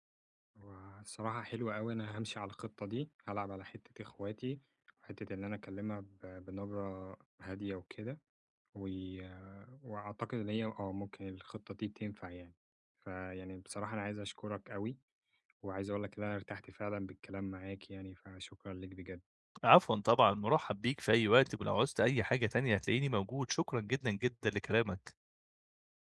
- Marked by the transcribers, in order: none
- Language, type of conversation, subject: Arabic, advice, إزاي آخد قرار شخصي مهم رغم إني حاسس إني ملزوم قدام عيلتي؟